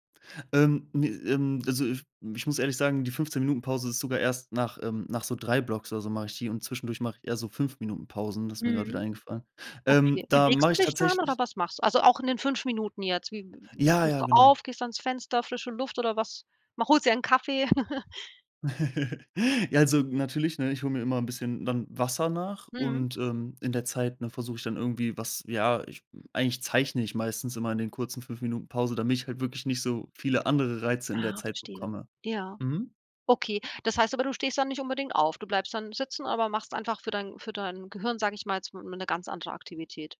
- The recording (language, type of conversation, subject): German, podcast, Wie gehst du mit Bildschirmzeit und digitaler Balance um?
- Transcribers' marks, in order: chuckle